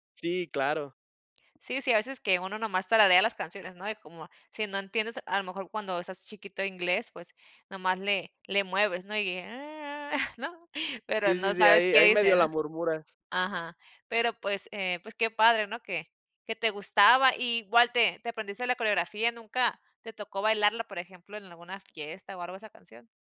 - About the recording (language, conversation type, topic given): Spanish, podcast, ¿Qué canción te transporta de golpe a tu infancia?
- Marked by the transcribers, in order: unintelligible speech